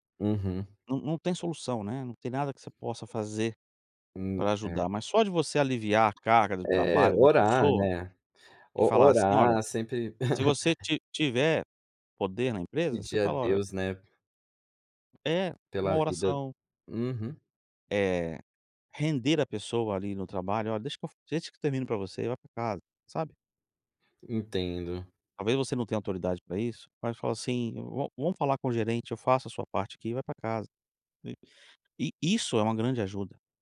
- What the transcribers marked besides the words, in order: other background noise; tapping; chuckle; other noise
- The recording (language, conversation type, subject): Portuguese, podcast, Como ajudar alguém que diz “estou bem”, mas na verdade não está?